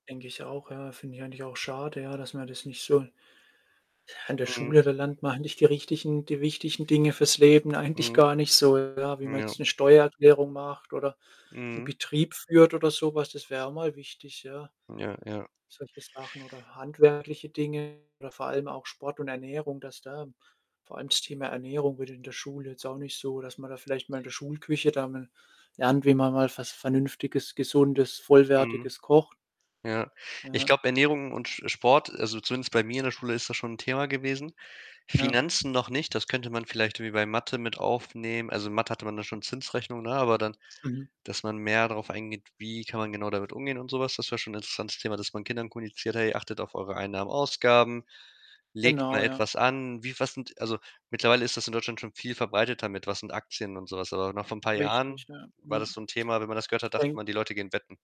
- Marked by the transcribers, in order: static; other background noise; distorted speech; tapping; unintelligible speech
- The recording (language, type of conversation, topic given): German, unstructured, Wie kann man lernen, besser mit Geld umzugehen?